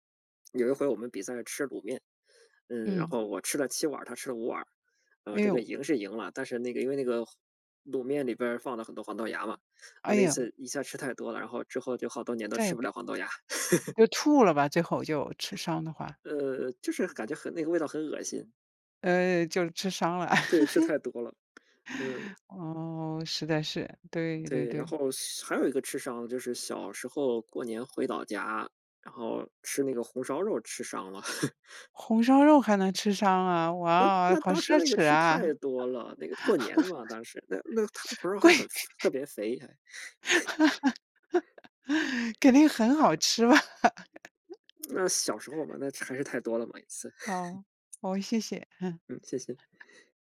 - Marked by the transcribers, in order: teeth sucking; laugh; laugh; other noise; laugh; other background noise; laugh; laughing while speaking: "贵！"; laugh; chuckle; laughing while speaking: "肯定很好吃吧"; laugh; laugh; chuckle
- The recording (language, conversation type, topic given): Chinese, unstructured, 你最喜欢的家常菜是什么？
- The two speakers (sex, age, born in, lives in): female, 60-64, China, United States; male, 35-39, China, Germany